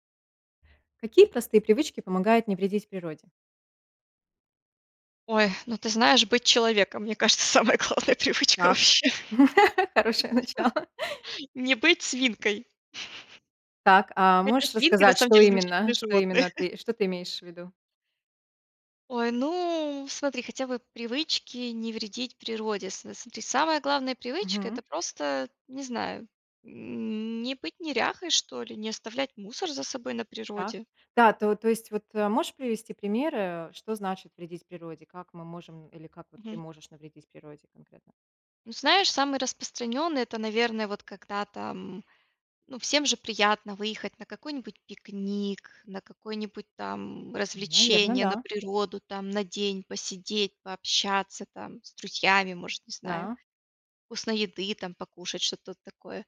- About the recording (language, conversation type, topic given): Russian, podcast, Какие простые привычки помогают не вредить природе?
- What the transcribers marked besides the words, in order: laugh; laughing while speaking: "хорошее начало"; laughing while speaking: "самая главная привычка вообще"; chuckle; chuckle; "смотри" said as "сотри"; other background noise; tapping